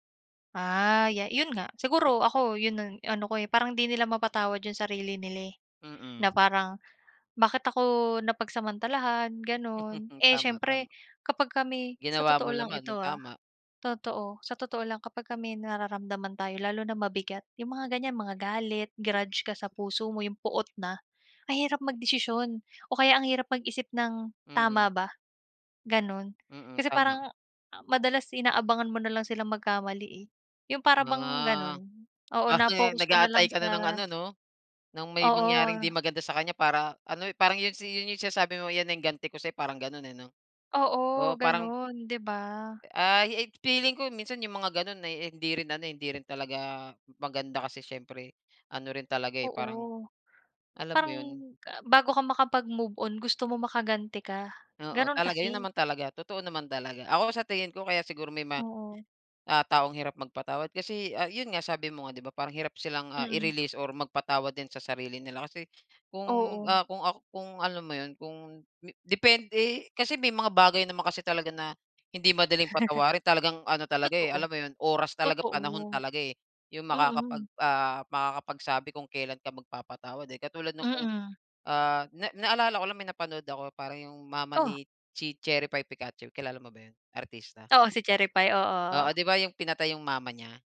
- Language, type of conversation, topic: Filipino, unstructured, Ano ang palagay mo tungkol sa pagpapatawad sa taong nagkamali?
- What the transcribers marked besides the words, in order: other background noise; chuckle